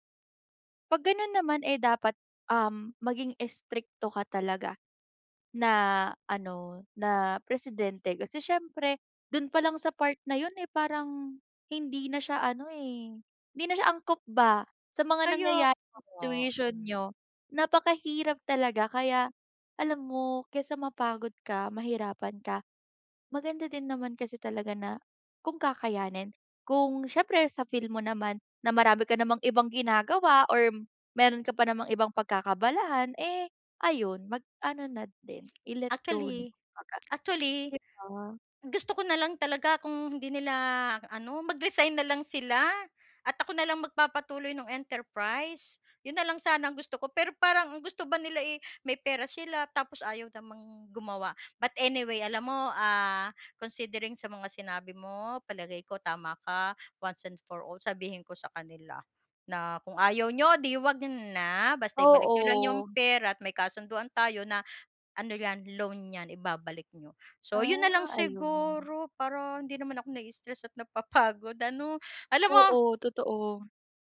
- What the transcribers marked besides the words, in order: laughing while speaking: "napapagod"
- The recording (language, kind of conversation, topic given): Filipino, advice, Paano ko sasabihin nang maayos na ayaw ko munang dumalo sa mga okasyong inaanyayahan ako dahil napapagod na ako?